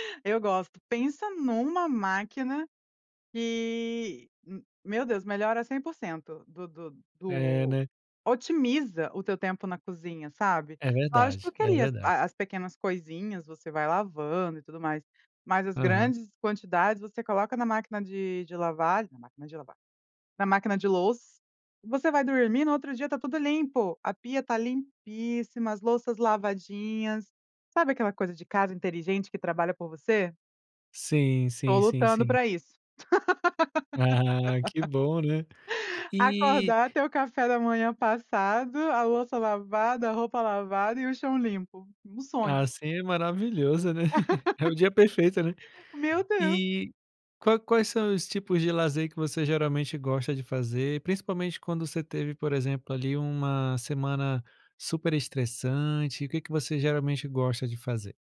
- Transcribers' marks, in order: chuckle; laugh; laugh
- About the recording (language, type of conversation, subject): Portuguese, podcast, Como equilibrar lazer e responsabilidades do dia a dia?